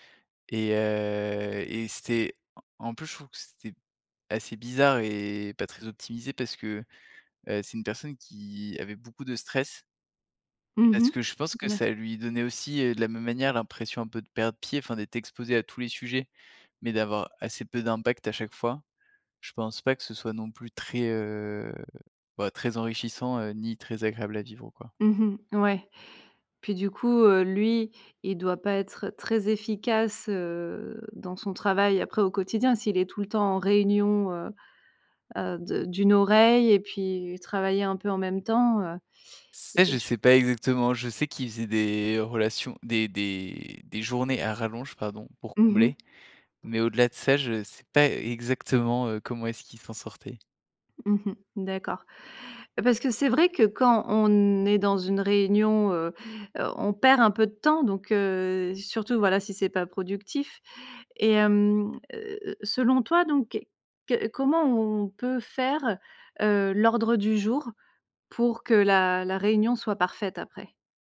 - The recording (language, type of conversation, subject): French, podcast, Quelle est, selon toi, la clé d’une réunion productive ?
- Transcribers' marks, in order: drawn out: "heu"; other background noise; stressed: "bizarre"; tapping